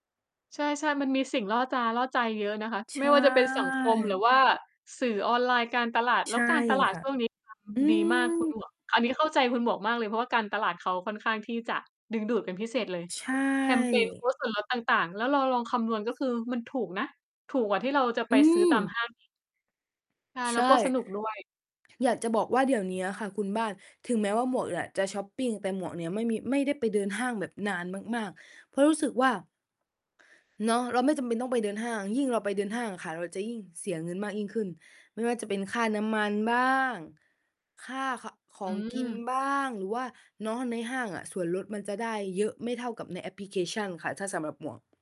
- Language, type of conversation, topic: Thai, unstructured, ทำไมบางคนถึงเก็บเงินไม่ได้ ทั้งที่มีรายได้เท่าเดิม?
- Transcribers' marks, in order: other background noise; drawn out: "ใช่"; background speech; distorted speech; tapping